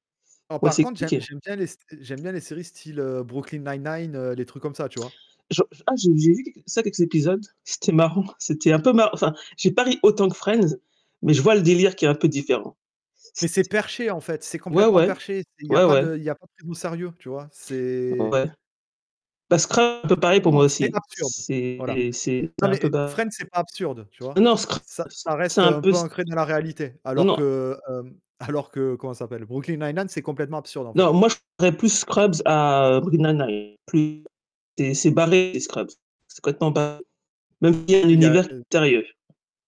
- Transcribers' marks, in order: distorted speech; other background noise; stressed: "perché"; other noise; laughing while speaking: "alors"; unintelligible speech; tapping
- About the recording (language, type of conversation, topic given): French, unstructured, Les comédies sont-elles plus réconfortantes que les drames ?